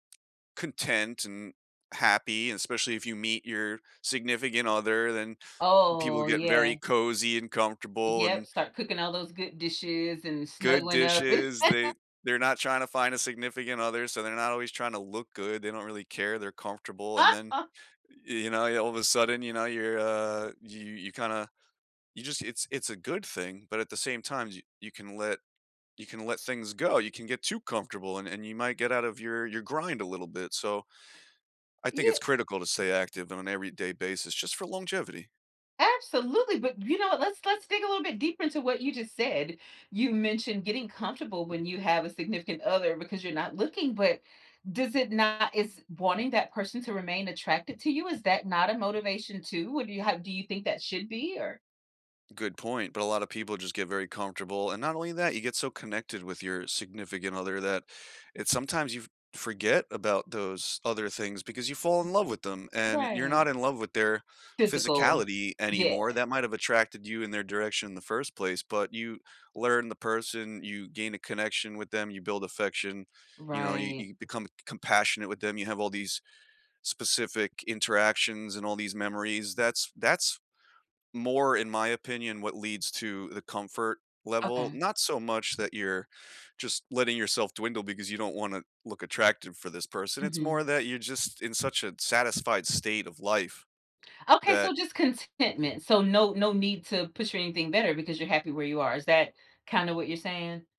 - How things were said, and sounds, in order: drawn out: "Oh"; tapping; laugh; laugh; other background noise
- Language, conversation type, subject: English, unstructured, How do you stay motivated to move regularly?